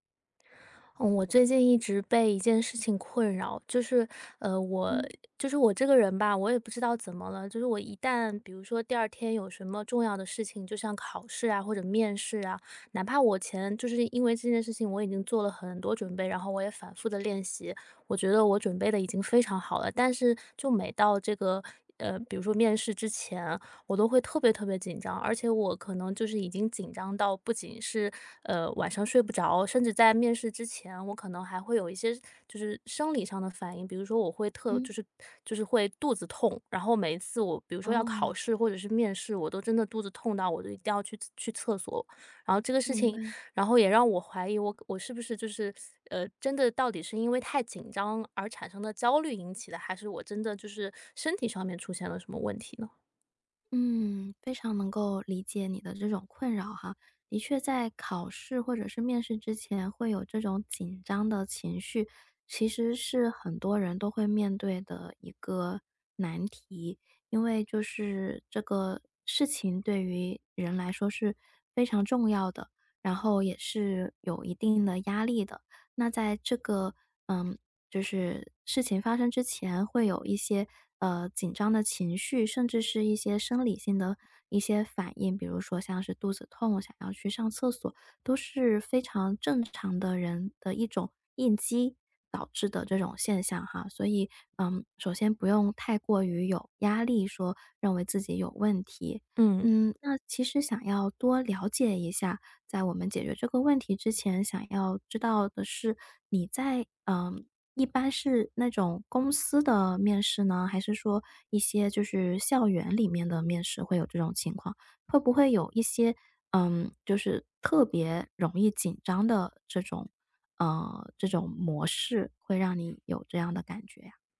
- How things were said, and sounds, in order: tapping
- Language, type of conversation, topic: Chinese, advice, 面试或考试前我为什么会极度紧张？